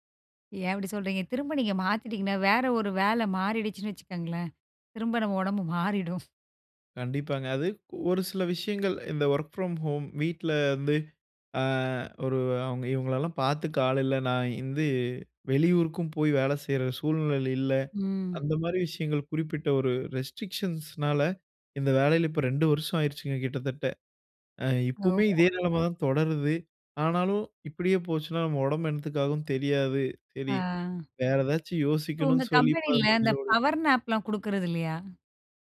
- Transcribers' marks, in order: laughing while speaking: "மாறிடும்"; in English: "வொர்க் ஃப்ரம் ஹோம்"; "வந்து" said as "இந்து"; in English: "ரெஸ்ட்ரிக்ஷன்ஸ்னால"; other background noise; tapping; in English: "பவர் நாப்பலாம்"
- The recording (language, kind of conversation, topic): Tamil, podcast, தினசரி தூக்கம் உங்கள் மனநிலையை எவ்வாறு பாதிக்கிறது?